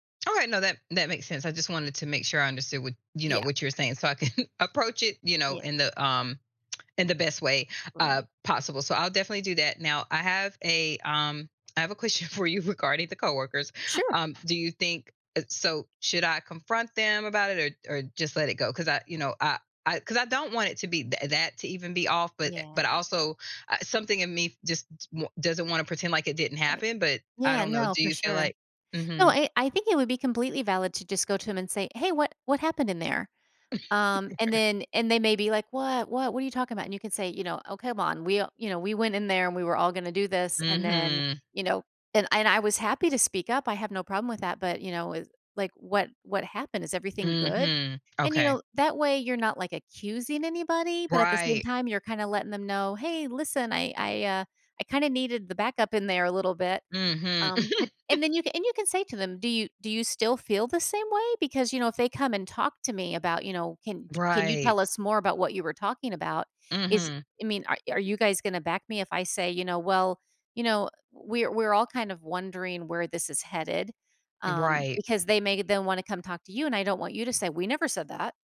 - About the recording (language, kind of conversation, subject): English, advice, How can I recover professionally after an embarrassing moment at work?
- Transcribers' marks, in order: laughing while speaking: "I can"; laughing while speaking: "question for you"; chuckle; other background noise; chuckle